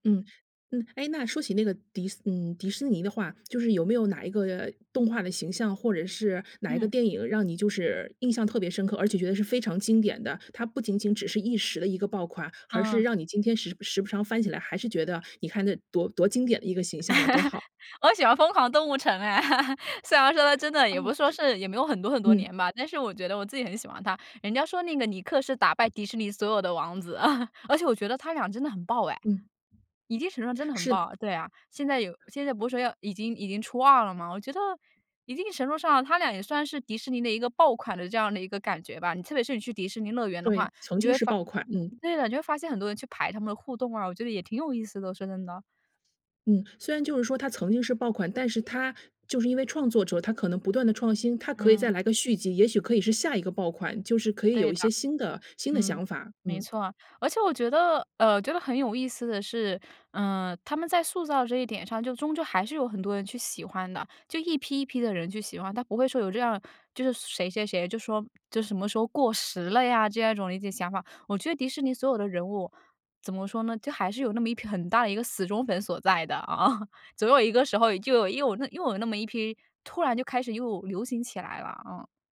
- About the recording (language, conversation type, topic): Chinese, podcast, 你怎么看待“爆款”文化的兴起？
- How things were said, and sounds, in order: laugh; joyful: "我喜欢疯狂动物城哎"; laugh; other noise; other background noise; laugh; laughing while speaking: "啊"